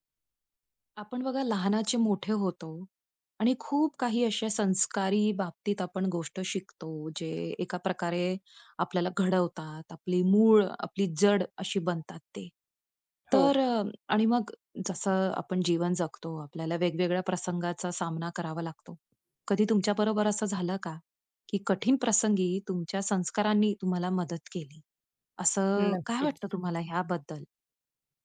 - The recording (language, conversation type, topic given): Marathi, podcast, कठीण प्रसंगी तुमच्या संस्कारांनी कशी मदत केली?
- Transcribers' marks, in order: tapping; other background noise